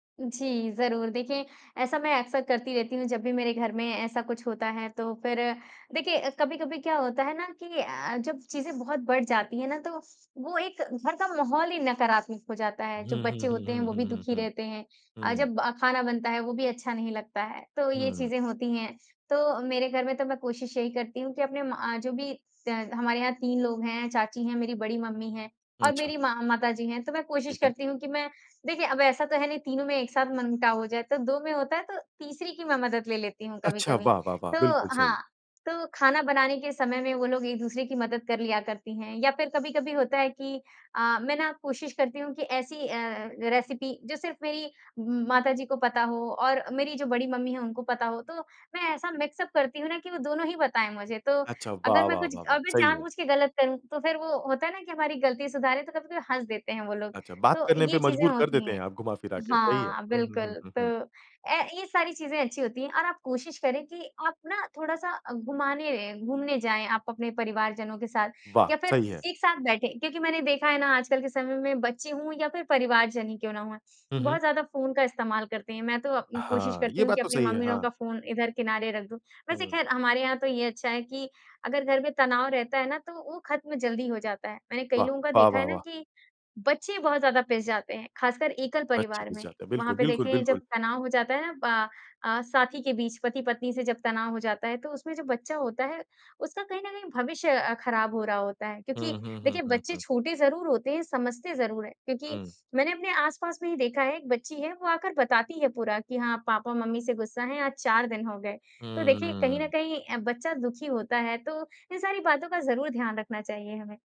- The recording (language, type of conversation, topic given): Hindi, podcast, घर का तनाव कम करने के तुम्हारे तरीके क्या हैं?
- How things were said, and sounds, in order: tapping; in English: "रेसिपी"; in English: "मिक्स अप"